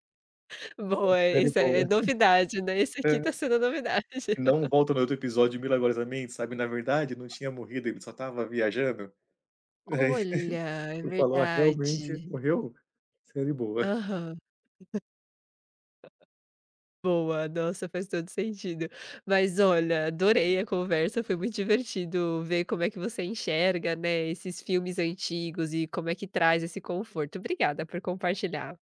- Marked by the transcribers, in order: laugh; laughing while speaking: "novidade"; laugh; tapping; laugh; other noise; laugh
- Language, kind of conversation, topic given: Portuguese, podcast, Por que revisitar filmes antigos traz tanto conforto?